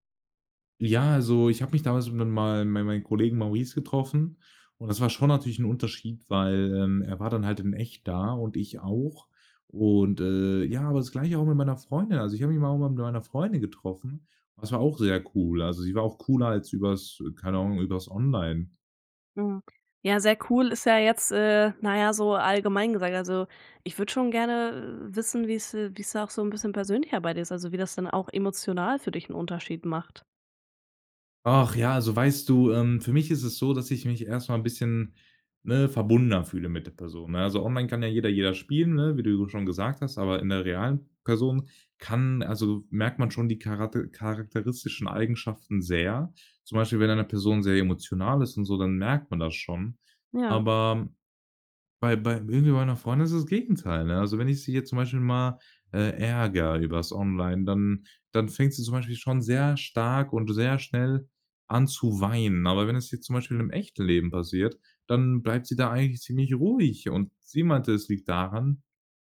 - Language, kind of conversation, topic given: German, podcast, Wie wichtig sind reale Treffen neben Online-Kontakten für dich?
- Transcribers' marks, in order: none